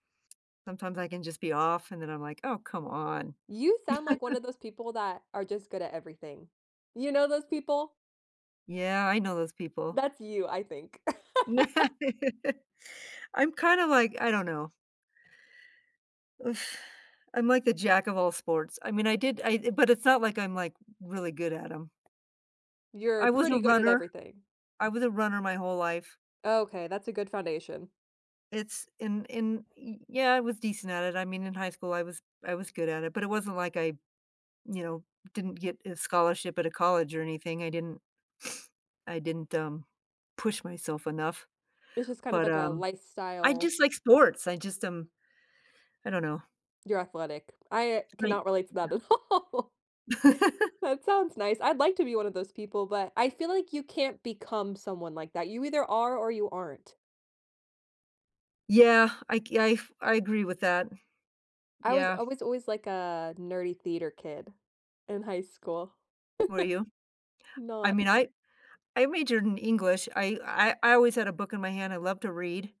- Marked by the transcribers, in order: chuckle; laugh; other background noise; sigh; tapping; sniff; unintelligible speech; laughing while speaking: "at all"; laugh; chuckle
- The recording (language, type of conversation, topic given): English, unstructured, What do you like doing for fun with friends?
- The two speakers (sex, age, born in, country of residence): female, 30-34, United States, United States; female, 60-64, United States, United States